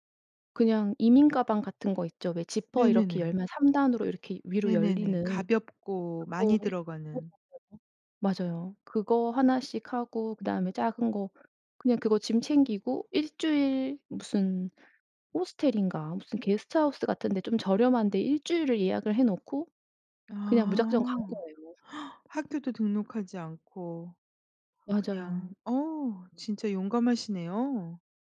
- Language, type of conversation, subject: Korean, podcast, 직감이 삶을 바꾼 경험이 있으신가요?
- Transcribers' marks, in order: other background noise; gasp; laugh